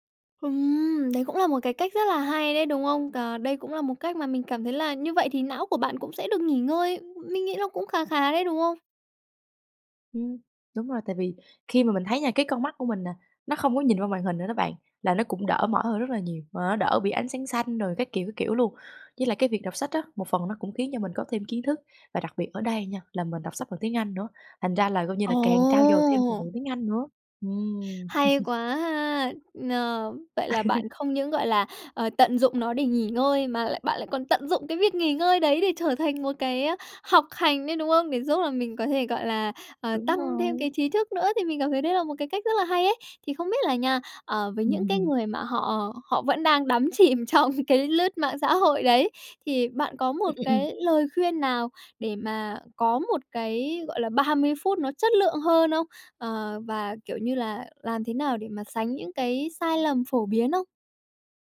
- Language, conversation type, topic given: Vietnamese, podcast, Nếu chỉ có 30 phút rảnh, bạn sẽ làm gì?
- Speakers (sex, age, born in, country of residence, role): female, 20-24, Vietnam, Japan, host; female, 20-24, Vietnam, Vietnam, guest
- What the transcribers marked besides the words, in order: tapping; chuckle; laugh; laugh; laughing while speaking: "đắm chìm trong cái lướt mạng xã hội"